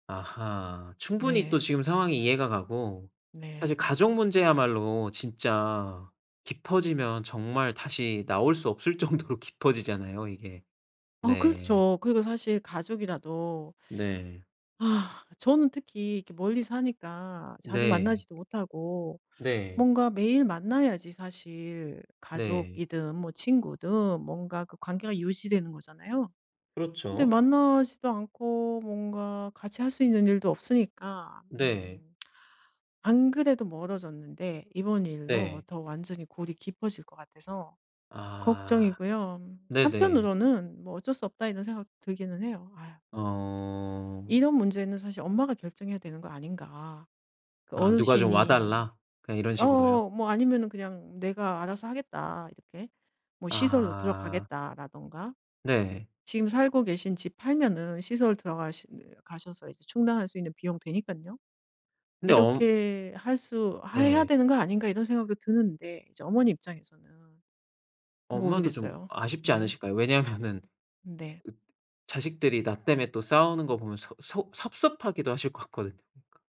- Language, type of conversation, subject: Korean, advice, 노년기 부모 돌봄 책임을 둘러싼 요구와 갈등은 어떻게 해결하면 좋을까요?
- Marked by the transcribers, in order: laughing while speaking: "정도로"; sigh; other background noise; lip smack; laughing while speaking: "왜냐면은"; unintelligible speech